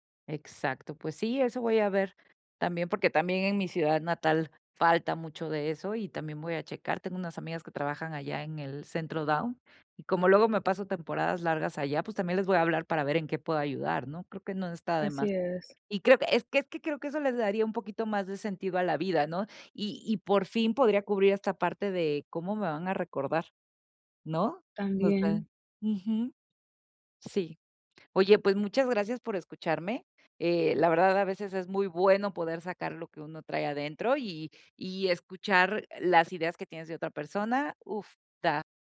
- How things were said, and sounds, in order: none
- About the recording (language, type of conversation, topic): Spanish, advice, ¿Cómo puedo encontrar un propósito fuera del trabajo?